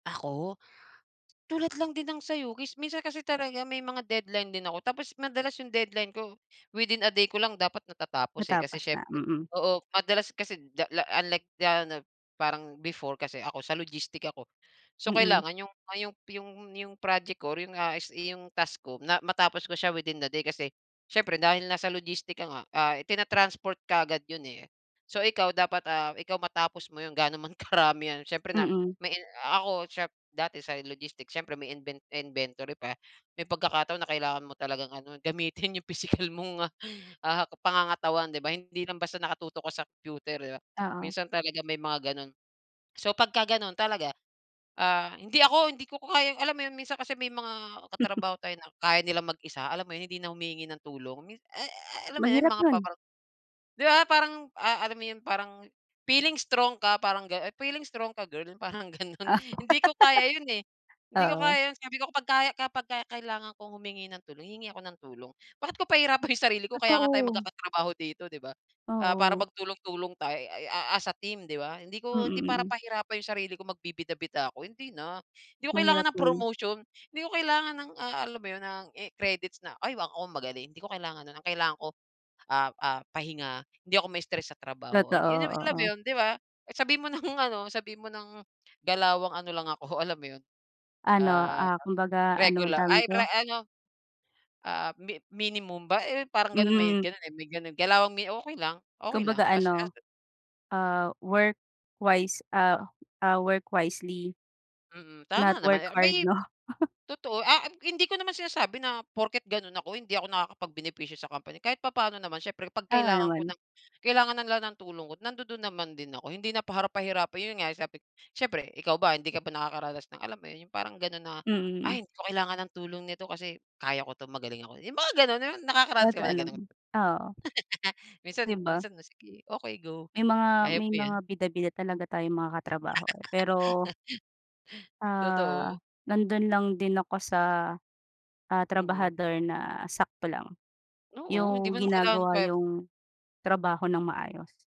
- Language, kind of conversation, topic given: Filipino, unstructured, Paano mo hinaharap ang stress sa trabaho?
- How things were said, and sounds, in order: other background noise; chuckle; laugh; chuckle; laugh; laugh